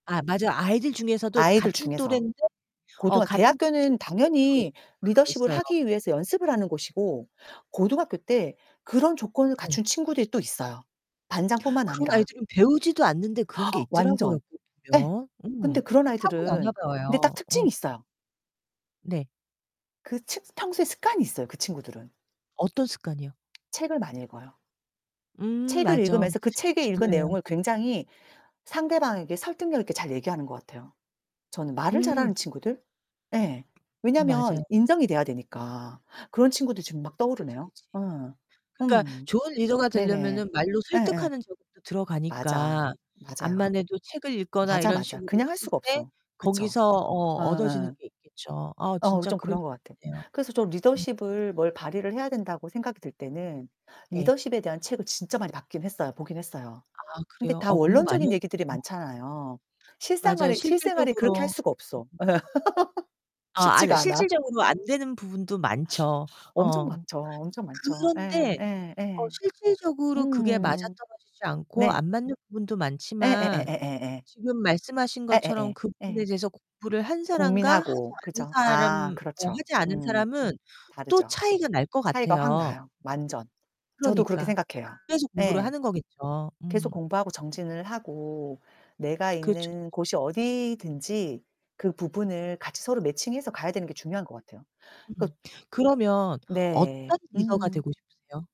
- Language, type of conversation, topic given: Korean, unstructured, 좋은 리더의 조건은 무엇일까요?
- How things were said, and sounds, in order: distorted speech; gasp; other background noise; laugh; mechanical hum